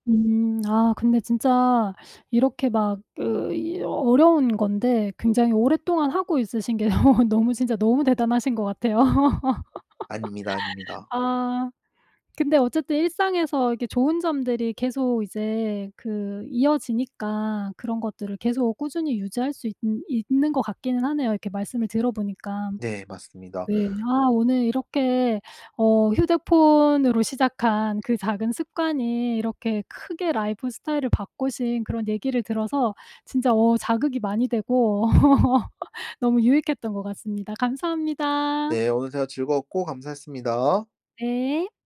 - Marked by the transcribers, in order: teeth sucking; laugh; laugh; inhale; in English: "라이프 스타일을"; other background noise; laugh; background speech
- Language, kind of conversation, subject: Korean, podcast, 작은 습관이 삶을 바꾼 적이 있나요?